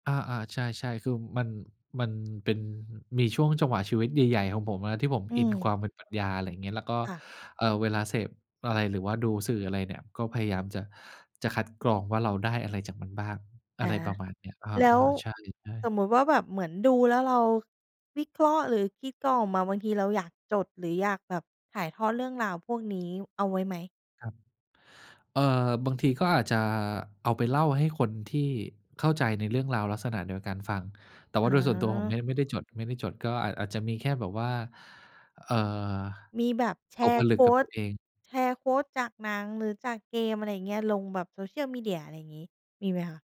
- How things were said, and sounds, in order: tapping; in English: "โควต"; in English: "โควต"
- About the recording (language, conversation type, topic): Thai, podcast, คุณมักได้แรงบันดาลใจมาจากที่ไหน?